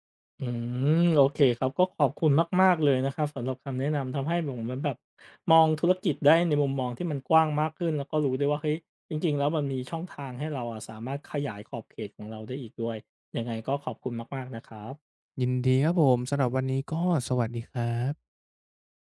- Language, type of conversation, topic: Thai, advice, คุณควรลาออกจากงานที่มั่นคงเพื่อเริ่มธุรกิจของตัวเองหรือไม่?
- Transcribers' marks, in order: other background noise